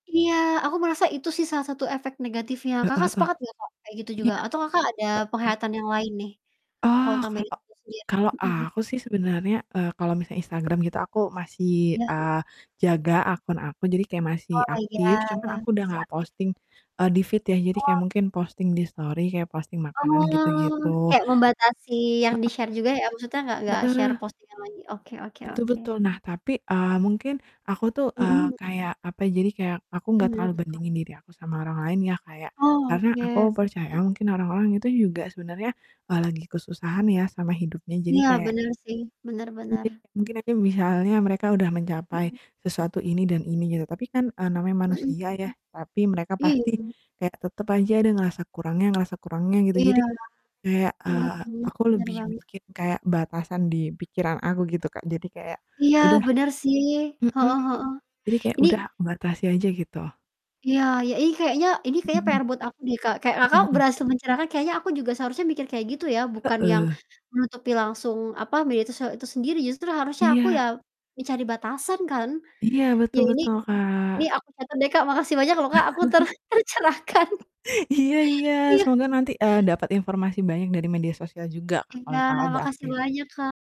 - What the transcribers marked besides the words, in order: distorted speech; static; in English: "feed"; drawn out: "Oh"; in English: "share"; in English: "share"; put-on voice: "Gimana tuh, Kak"; tapping; laugh; laughing while speaking: "ter tercerahkan"
- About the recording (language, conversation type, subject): Indonesian, unstructured, Bagaimana media sosial memengaruhi cara kita menampilkan diri?